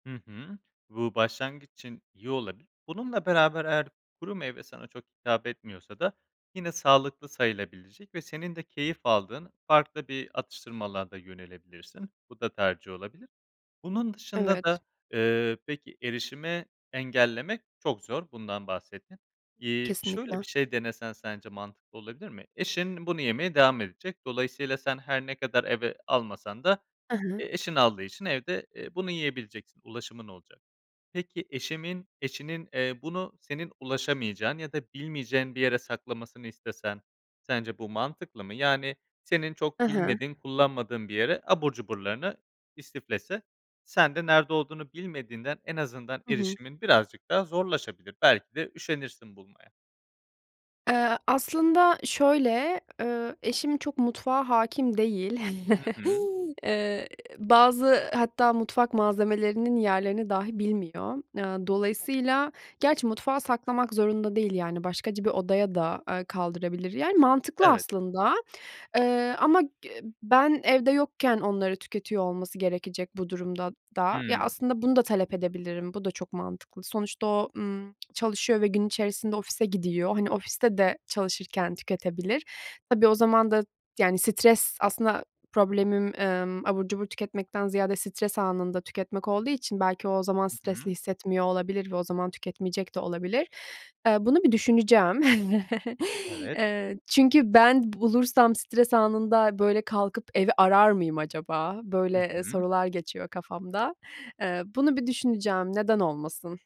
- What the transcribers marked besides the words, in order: other noise; tapping; other background noise; chuckle; chuckle
- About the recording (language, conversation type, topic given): Turkish, advice, Stresle başa çıkarken sağlıksız alışkanlıklara neden yöneliyorum?